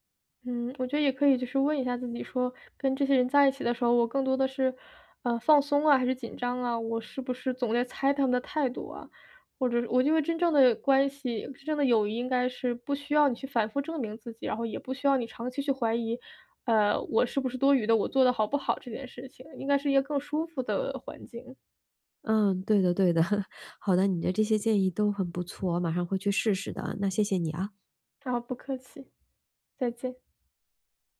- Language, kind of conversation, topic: Chinese, advice, 我覺得被朋友排除時該怎麼調適自己的感受？
- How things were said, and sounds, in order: chuckle; tapping